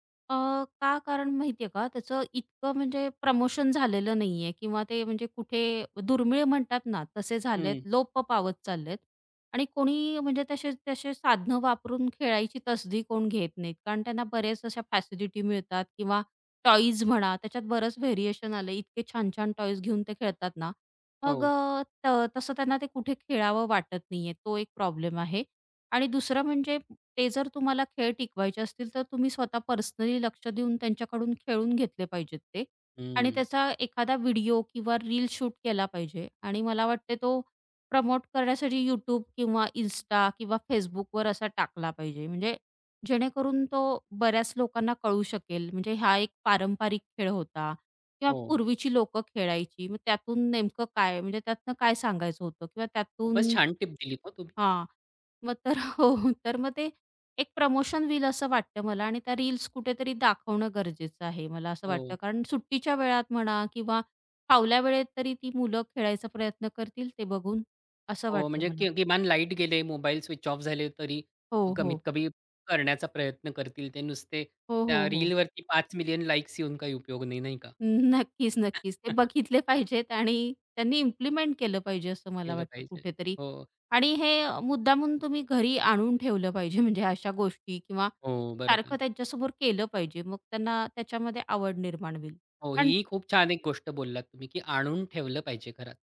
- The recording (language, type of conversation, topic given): Marathi, podcast, जुन्या पद्धतीचे खेळ अजून का आवडतात?
- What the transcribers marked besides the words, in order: other background noise; in English: "व्हेरिएशन"; in English: "शूट"; in English: "प्रमोट"; tapping; laughing while speaking: "हो"; laughing while speaking: "न नक्कीच, नक्कीच"; chuckle; in English: "इम्प्लिमेंट"; laughing while speaking: "म्हणजे अशा"